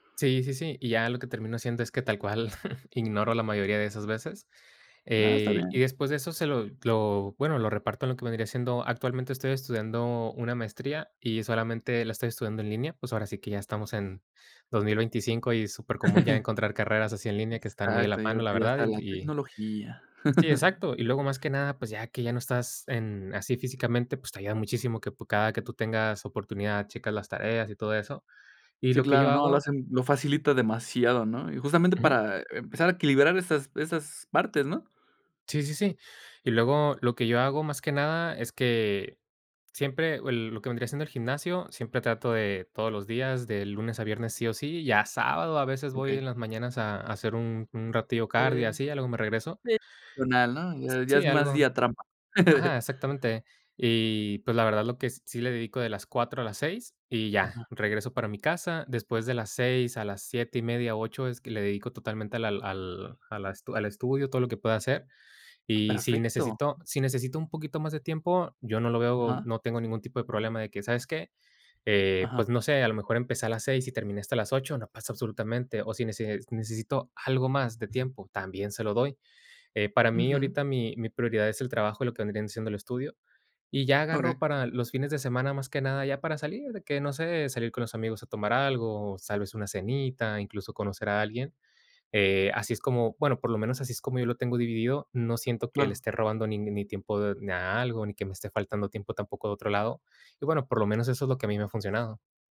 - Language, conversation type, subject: Spanish, podcast, ¿Cómo gestionas tu tiempo entre el trabajo, el estudio y tu vida personal?
- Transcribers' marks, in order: chuckle; chuckle; chuckle; unintelligible speech; chuckle; other noise; other background noise; tapping